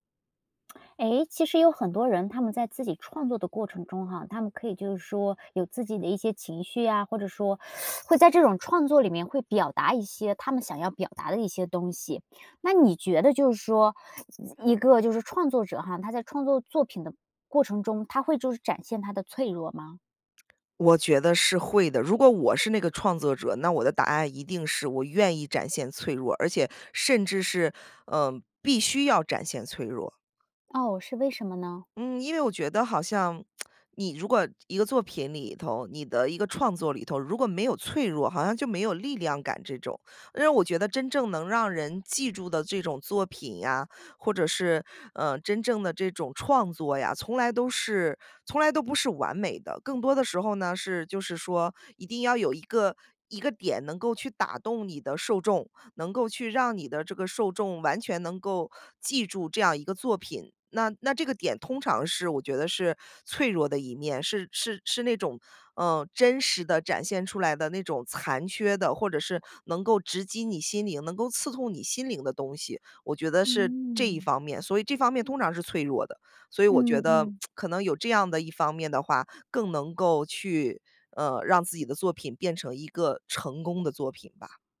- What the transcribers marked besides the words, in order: teeth sucking; other background noise; lip smack; other noise; lip smack
- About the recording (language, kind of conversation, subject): Chinese, podcast, 你愿意在作品里展现脆弱吗？